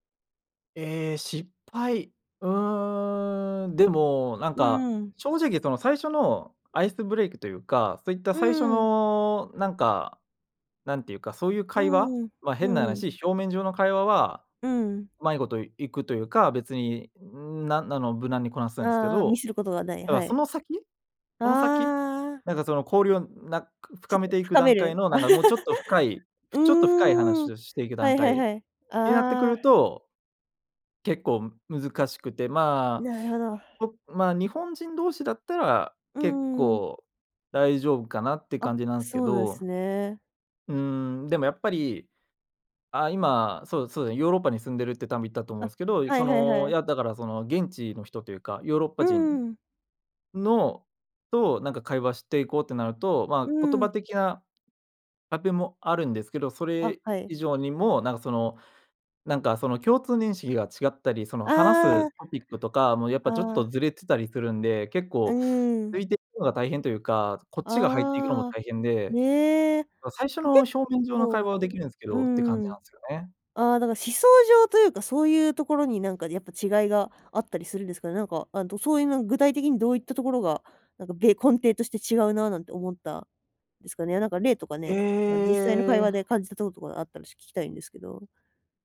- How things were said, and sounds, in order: giggle; other background noise
- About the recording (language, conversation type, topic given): Japanese, podcast, 誰でも気軽に始められる交流のきっかけは何ですか？